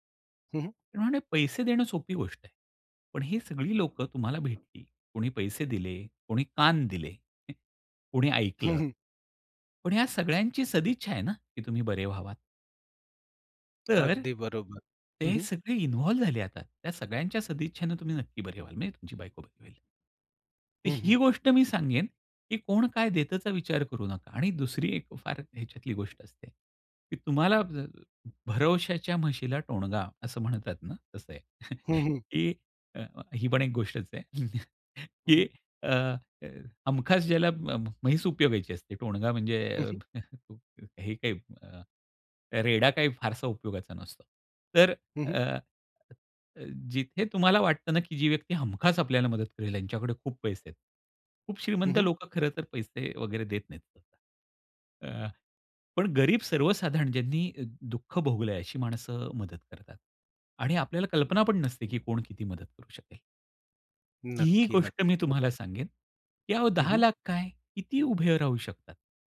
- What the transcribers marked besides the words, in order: tapping; other noise; chuckle; chuckle; other background noise
- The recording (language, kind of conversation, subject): Marathi, podcast, लोकांना प्रेरणा देणारी कथा तुम्ही कशी सांगता?